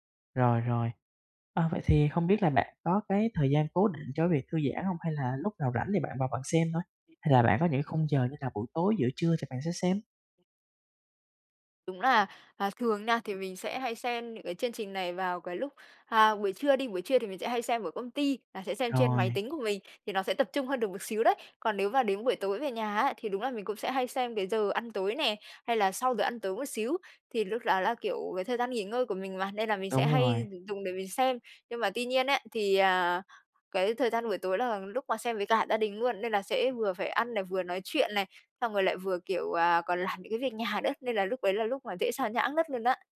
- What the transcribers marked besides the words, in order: other background noise
- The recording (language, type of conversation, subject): Vietnamese, advice, Làm sao để tránh bị xao nhãng khi xem phim hoặc nghe nhạc ở nhà?